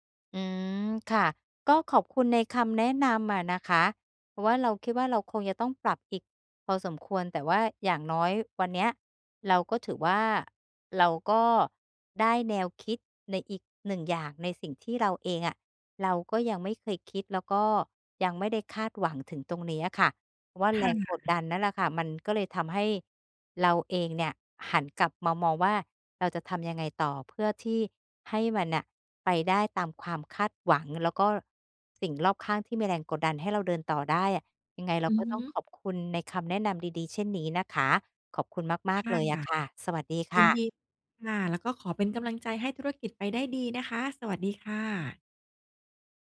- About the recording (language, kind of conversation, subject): Thai, advice, คุณรับมือกับความกดดันจากความคาดหวังของคนรอบข้างจนกลัวจะล้มเหลวอย่างไร?
- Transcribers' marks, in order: other background noise